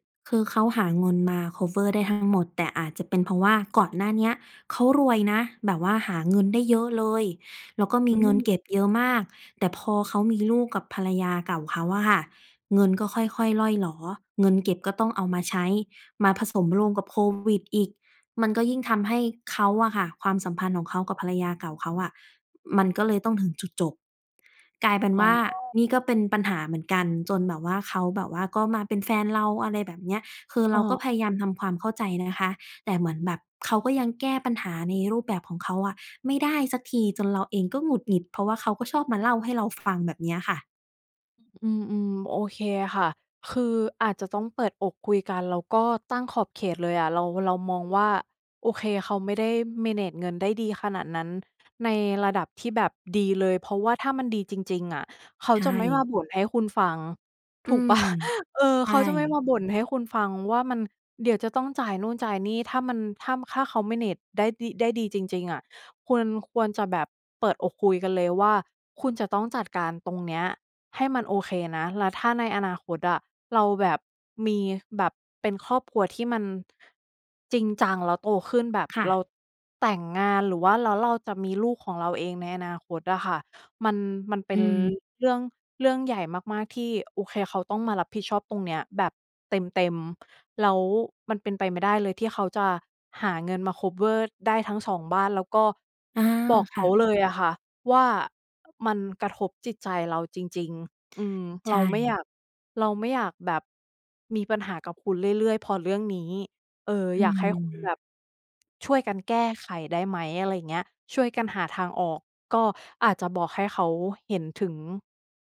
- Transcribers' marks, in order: in English: "คัฟเวอร์"; other background noise; in English: "Manage"; laughing while speaking: "เปล่า ?"; in English: "Manage"; in English: "คัฟเวอร์"
- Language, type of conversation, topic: Thai, advice, คุณควรคุยกับคู่รักอย่างไรเมื่อมีความขัดแย้งเรื่องการใช้จ่าย?